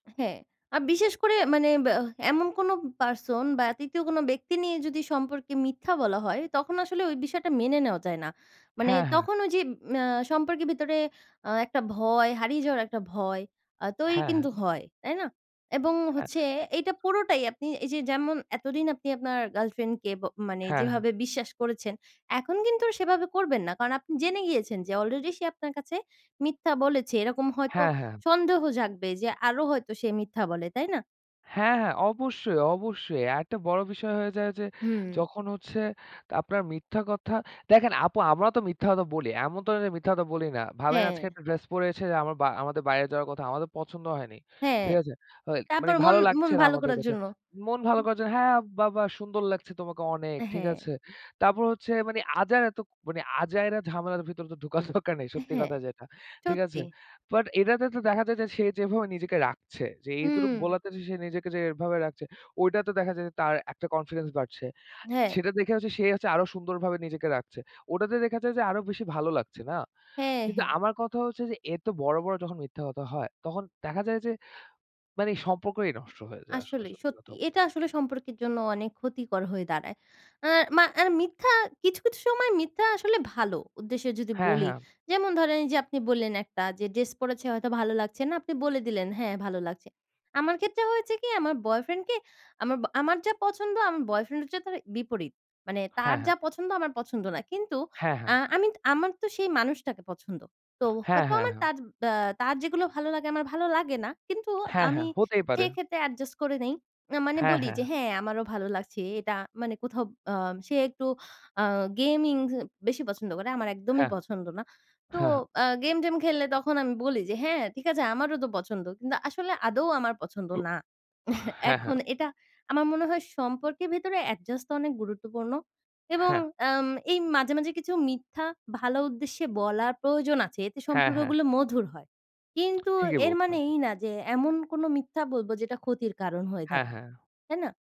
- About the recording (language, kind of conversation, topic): Bengali, unstructured, কোন কোন পরিস্থিতিতে সম্পর্কের বিষয়ে মিথ্যা বলা একেবারেই মেনে নেওয়া যায় না?
- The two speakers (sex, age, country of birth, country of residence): female, 20-24, Bangladesh, Bangladesh; male, 25-29, Bangladesh, Bangladesh
- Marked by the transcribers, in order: "আমাদের" said as "আমাদে"; "ঠিক" said as "হিক"; other background noise; laughing while speaking: "ঢুকার দরকার নেই সত্যি কথা যেটা"; chuckle; unintelligible speech; chuckle; tapping